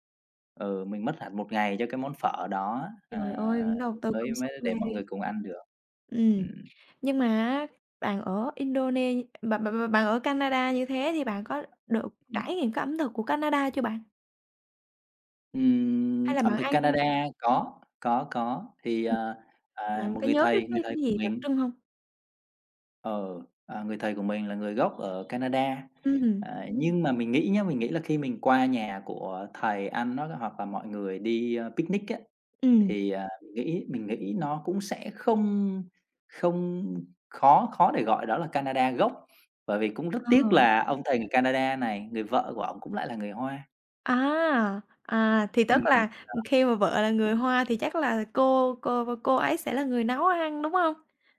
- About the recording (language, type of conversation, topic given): Vietnamese, podcast, Bạn có thể kể về một kỷ niệm ẩm thực đáng nhớ của bạn không?
- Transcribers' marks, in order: background speech; "Indonesia" said as "Indone"; tapping; other background noise; horn; in English: "picnic"; unintelligible speech